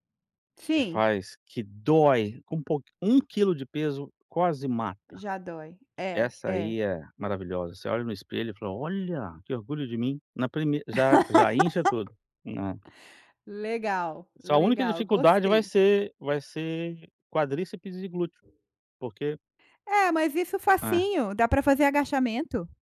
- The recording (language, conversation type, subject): Portuguese, advice, Como manter a motivação para treinar a longo prazo?
- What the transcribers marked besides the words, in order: laugh; tapping